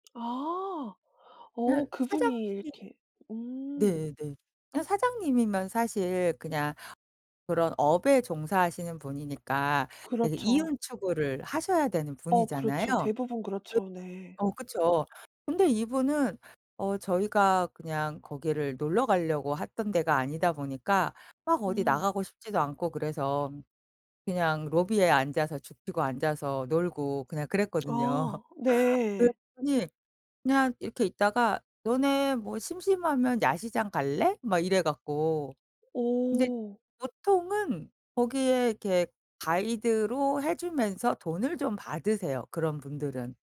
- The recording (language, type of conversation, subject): Korean, podcast, 여행 중에 만난 친절한 사람에 대한 이야기를 들려주실 수 있나요?
- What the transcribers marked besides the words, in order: other background noise; laughing while speaking: "그랬거든요"